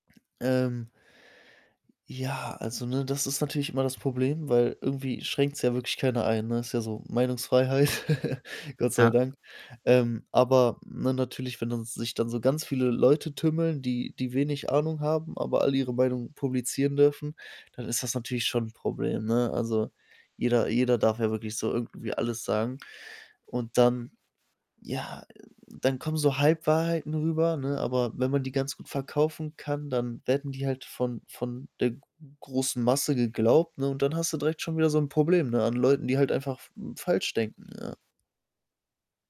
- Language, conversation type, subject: German, podcast, Welche Verantwortung haben Influencer gegenüber ihren Fans?
- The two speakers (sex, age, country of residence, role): male, 20-24, Germany, guest; male, 30-34, Germany, host
- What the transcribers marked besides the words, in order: laughing while speaking: "Meinungsfreiheit"; laugh; other background noise